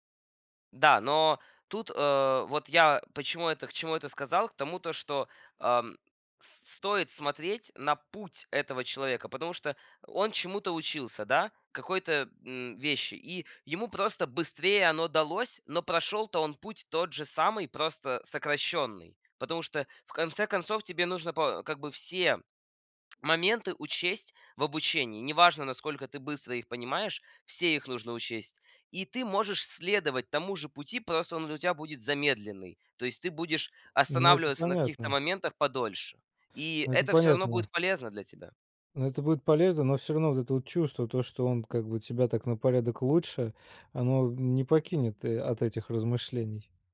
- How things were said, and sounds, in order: tapping; other background noise
- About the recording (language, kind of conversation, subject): Russian, podcast, Как перестать измерять свой успех чужими стандартами?